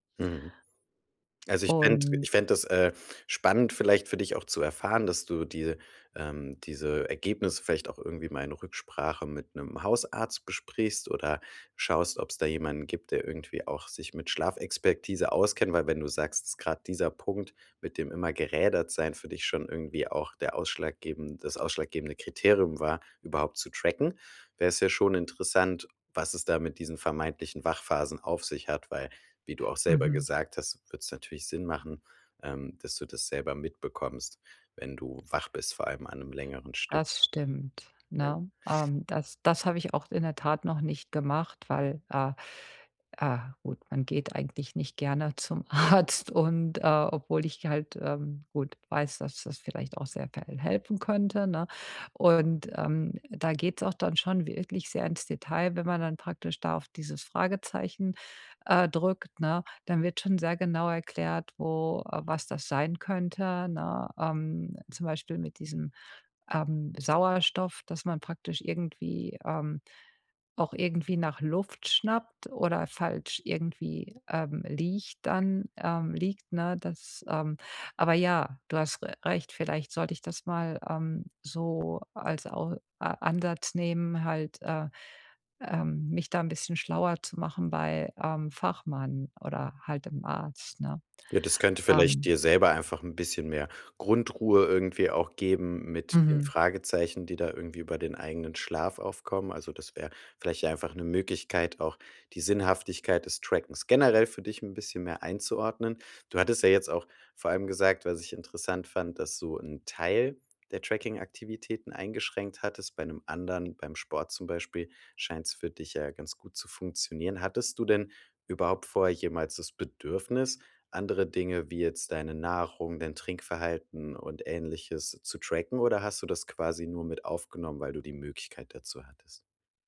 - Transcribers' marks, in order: laughing while speaking: "Arzt"; other background noise
- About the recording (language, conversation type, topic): German, advice, Wie kann ich Tracking-Routinen starten und beibehalten, ohne mich zu überfordern?